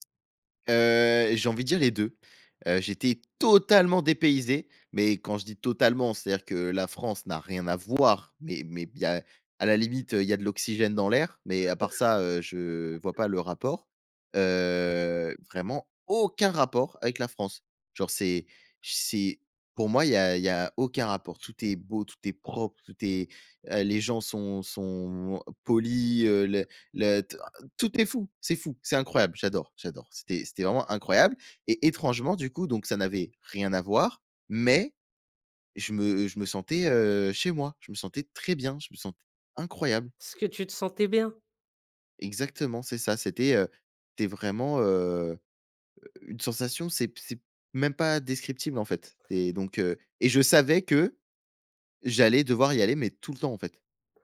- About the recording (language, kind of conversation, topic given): French, podcast, Parle-moi d’un voyage qui t’a vraiment marqué ?
- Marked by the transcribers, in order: stressed: "totalement"; chuckle; drawn out: "Heu"; stressed: "aucun"; stressed: "mais"